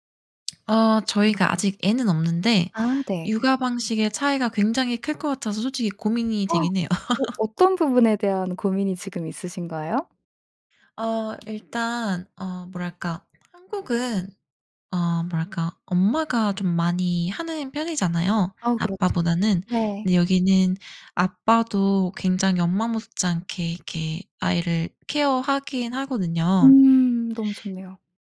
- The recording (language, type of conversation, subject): Korean, podcast, 시댁과 처가와는 어느 정도 거리를 두는 게 좋을까요?
- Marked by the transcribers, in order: lip smack; gasp; laugh; tapping